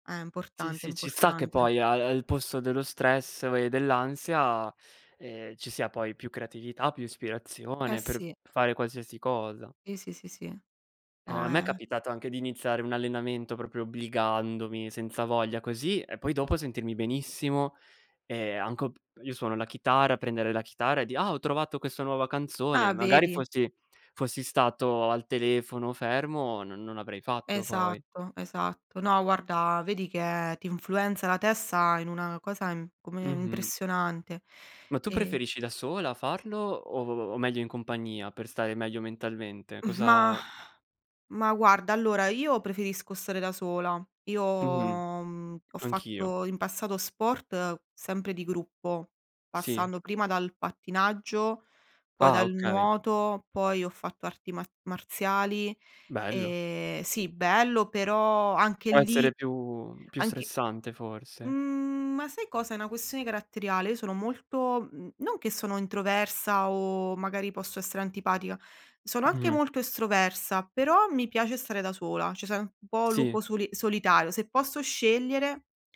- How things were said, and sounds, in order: other background noise; tapping; exhale; "cioè" said as "ceh"
- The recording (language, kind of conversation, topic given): Italian, unstructured, Come pensi che lo sport influenzi il benessere mentale?